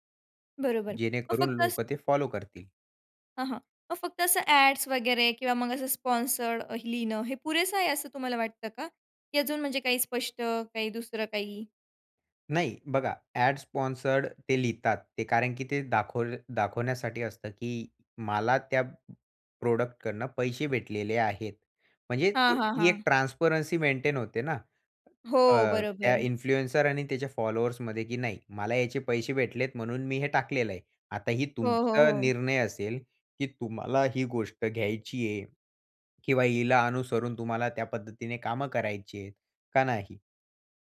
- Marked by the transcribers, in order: in English: "स्पॉन्सर्ड"; in English: "स्पॉन्सर्ड"; in English: "प्रॉडक्टकडनं"; in English: "ट्रान्सपरन्सी"; tapping
- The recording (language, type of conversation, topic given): Marathi, podcast, इन्फ्लुएन्सर्सकडे त्यांच्या कंटेंटबाबत कितपत जबाबदारी असावी असं तुम्हाला वाटतं?